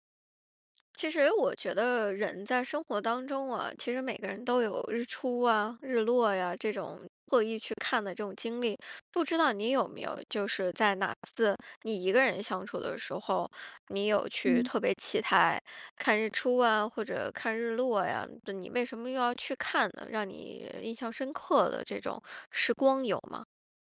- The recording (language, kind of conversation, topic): Chinese, podcast, 哪一次你独自去看日出或日落的经历让你至今记忆深刻？
- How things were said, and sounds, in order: none